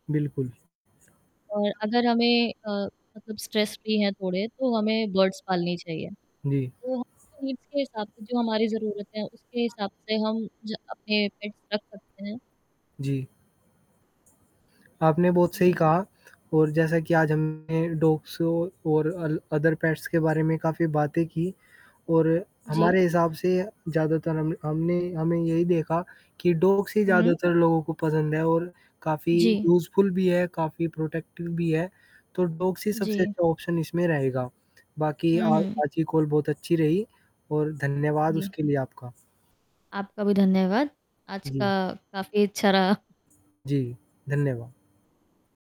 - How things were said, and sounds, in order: static; distorted speech; other background noise; in English: "स्ट्रेस फ्री"; in English: "बर्ड्स"; in English: "नीड्स"; in English: "पेट्स"; in English: "डॉग्स"; in English: "अदर पेट्स"; in English: "डॉग्स"; in English: "यूज़फुल"; tapping; in English: "प्रोटेक्टिव"; in English: "डॉग्स"; in English: "ऑप्शन"
- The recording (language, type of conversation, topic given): Hindi, unstructured, कौन सा जानवर सबसे अच्छा पालतू माना जाता है?
- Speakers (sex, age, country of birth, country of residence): female, 30-34, India, India; male, 20-24, India, India